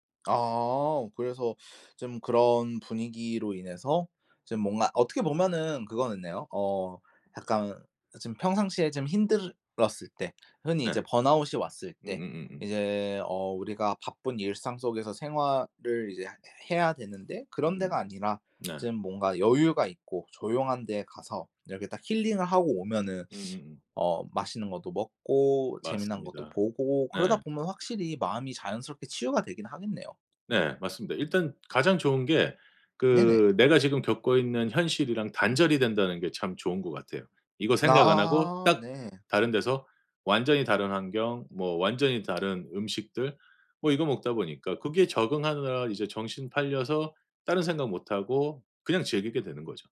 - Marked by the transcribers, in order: other background noise; tapping
- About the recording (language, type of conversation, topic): Korean, podcast, 마음을 치유해 준 여행지는 어디였나요?